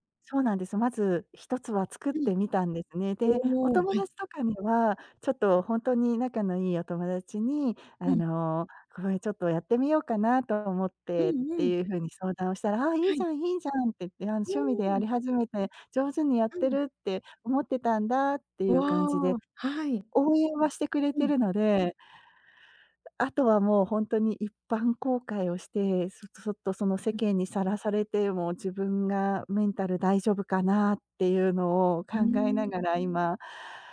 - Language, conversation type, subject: Japanese, advice, 完璧を求めすぎて取りかかれず、なかなか決められないのはなぜですか？
- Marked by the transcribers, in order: none